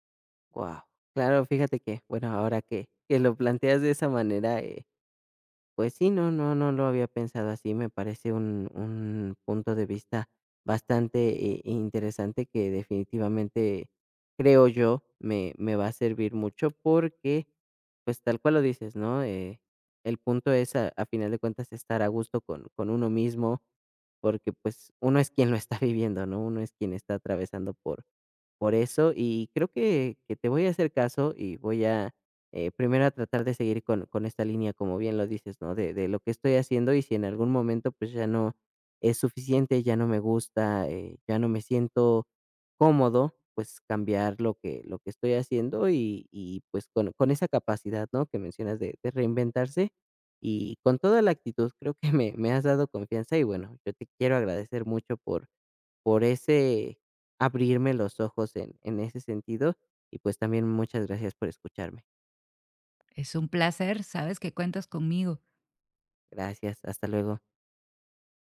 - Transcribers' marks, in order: tapping; laughing while speaking: "lo está"; laughing while speaking: "que me"; other background noise
- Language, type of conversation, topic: Spanish, advice, ¿Cómo puedo saber si mi vida tiene un propósito significativo?